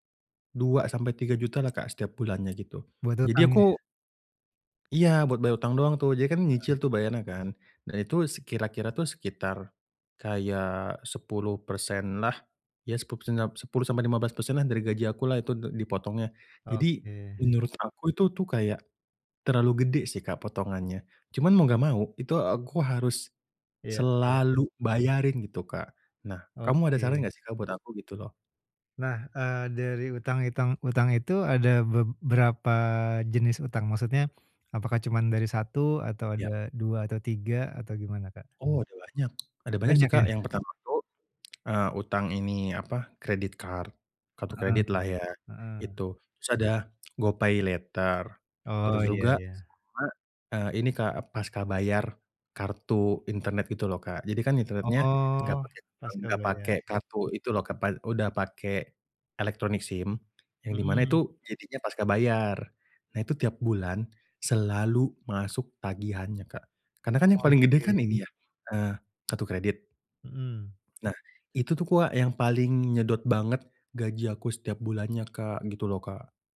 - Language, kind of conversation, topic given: Indonesian, advice, Bagaimana cara mengatur anggaran agar bisa melunasi utang lebih cepat?
- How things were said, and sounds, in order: tapping; in English: "credit card"; tongue click; unintelligible speech; other background noise; "Kak" said as "kuak"